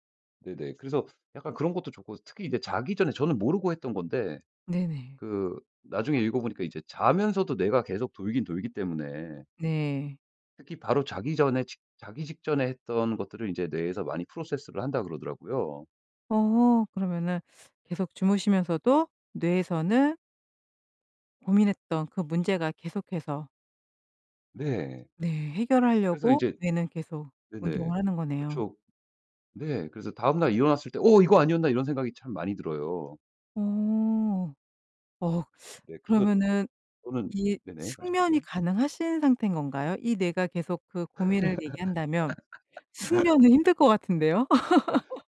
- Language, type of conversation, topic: Korean, podcast, 효과적으로 복습하는 방법은 무엇인가요?
- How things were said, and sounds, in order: in English: "process를"; teeth sucking; laugh; laugh